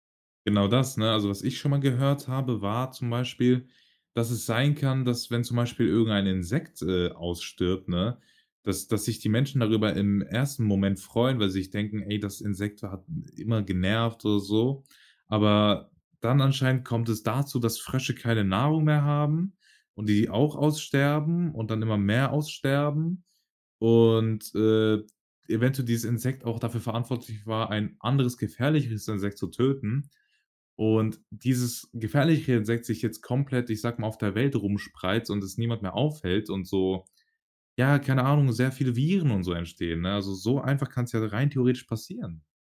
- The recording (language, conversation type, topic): German, podcast, Erzähl mal, was hat dir die Natur über Geduld beigebracht?
- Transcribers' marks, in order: drawn out: "Und"